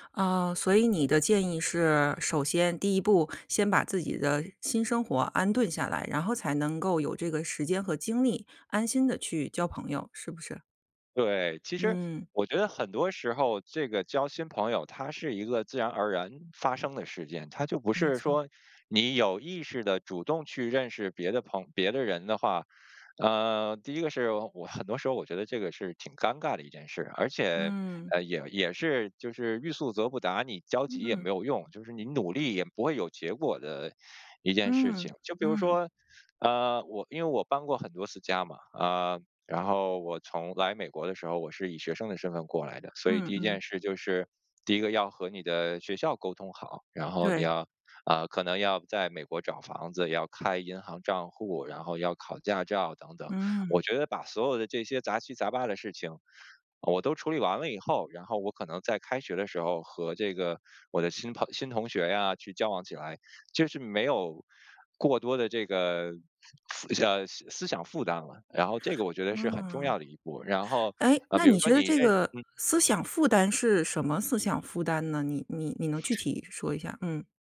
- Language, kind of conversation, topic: Chinese, podcast, 如何建立新的朋友圈？
- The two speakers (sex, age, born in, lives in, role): female, 40-44, China, United States, host; male, 40-44, China, United States, guest
- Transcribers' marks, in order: laughing while speaking: "我"